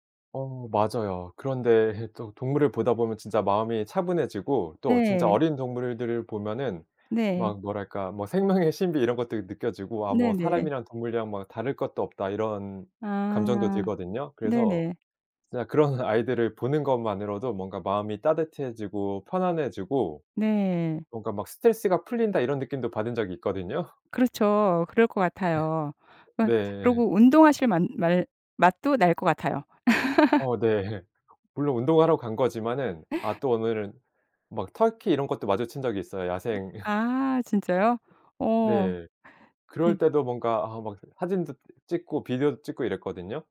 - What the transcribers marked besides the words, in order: other background noise; laughing while speaking: "그런"; laugh; laugh; laughing while speaking: "네"; put-on voice: "터키"; in English: "터키"
- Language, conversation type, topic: Korean, podcast, 자연이 위로가 됐던 순간을 들려주실래요?